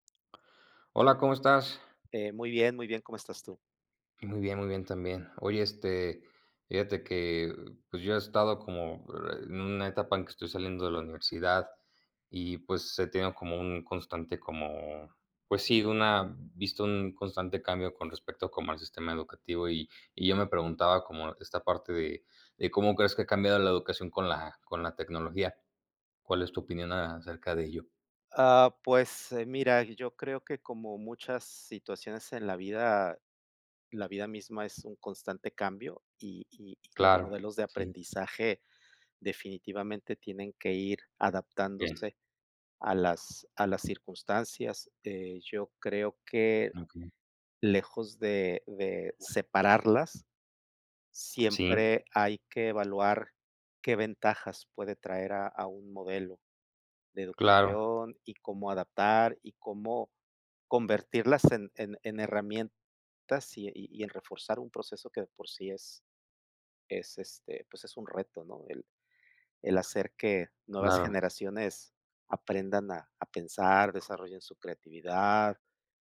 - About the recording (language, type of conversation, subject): Spanish, unstructured, ¿Cómo crees que la tecnología ha cambiado la educación?
- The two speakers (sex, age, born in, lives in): male, 20-24, Mexico, Mexico; male, 55-59, Mexico, Mexico
- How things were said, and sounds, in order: other background noise